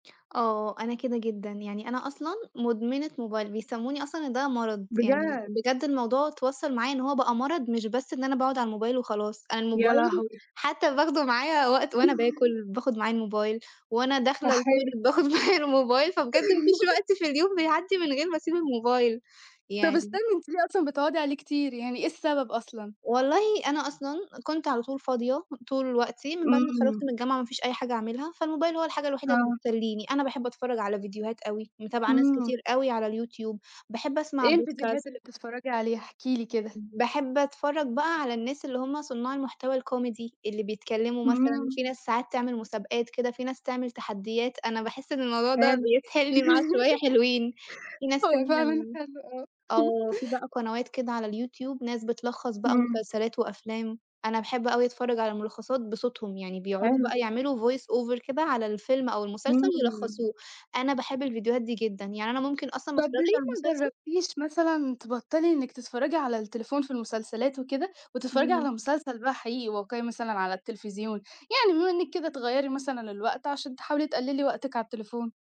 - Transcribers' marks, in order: laugh; in English: "الToilet"; laughing while speaking: "باخد معايا"; laugh; in English: "podcast"; in English: "الcomedy"; laugh; chuckle; in English: "voice over"
- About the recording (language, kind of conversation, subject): Arabic, podcast, إزاي بتحاول تقلّل وقت قعدتك قدّام الشاشة؟